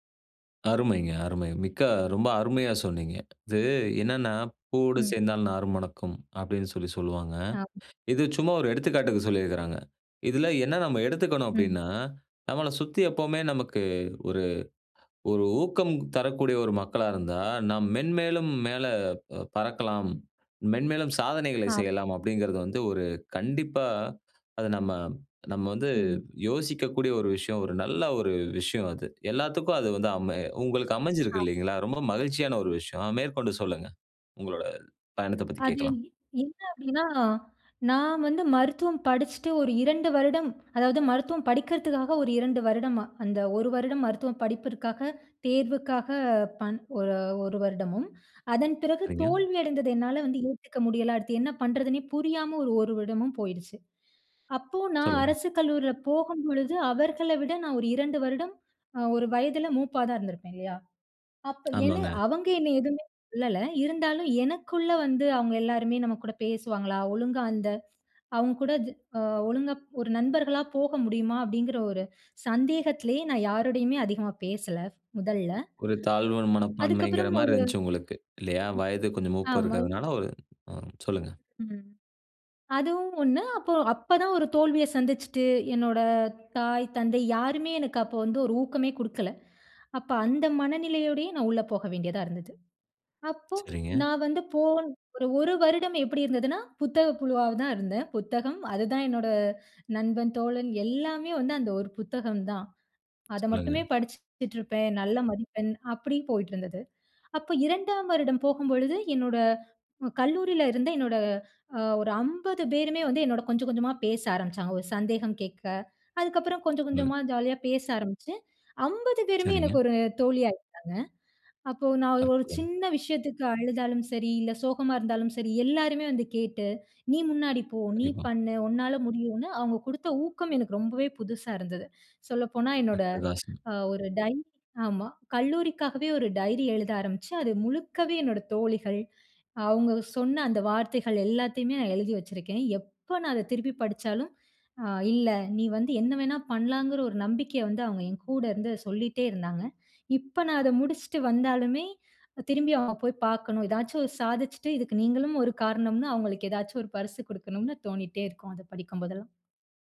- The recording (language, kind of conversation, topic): Tamil, podcast, தோல்வியிலிருந்து நீங்கள் கற்றுக்கொண்ட வாழ்க்கைப் பாடம் என்ன?
- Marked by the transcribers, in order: unintelligible speech; other noise; unintelligible speech; tapping; joyful: "இப்ப நான் அத முடிச்ட்டு வந்தாலுமே … அத படிக்கும் போதெல்லாம்"